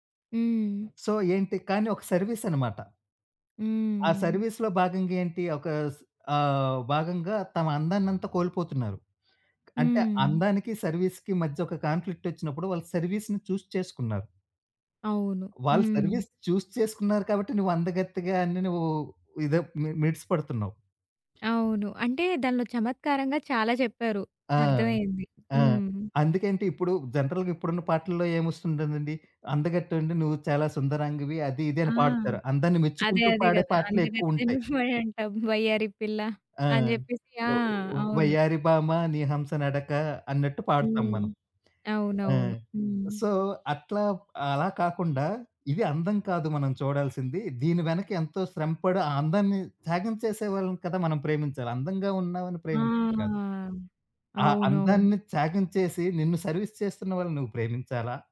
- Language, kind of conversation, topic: Telugu, podcast, మీకు ఎప్పటికీ ఇష్టమైన సినిమా పాట గురించి ఒక కథ చెప్పగలరా?
- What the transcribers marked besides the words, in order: in English: "సో"; in English: "సర్విస్"; in English: "సర్విస్‌లో"; in English: "సర్విస్‌కి"; in English: "కాన్‌ఫ్లిక్ట్"; in English: "సర్విస్‌ని చూస్"; in English: "సర్విస్ చూస్"; tapping; in English: "జనరల్‌గా"; chuckle; in English: "సో"; in English: "సర్విస్"